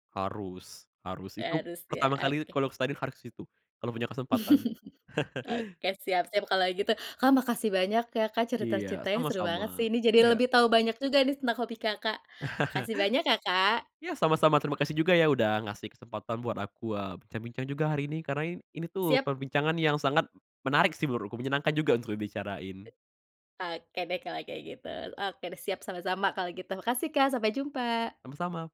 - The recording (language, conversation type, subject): Indonesian, podcast, Bagaimana kamu mulai menekuni hobi itu dari awal sampai sekarang?
- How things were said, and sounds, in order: "oke" said as "ake"; chuckle; chuckle; other background noise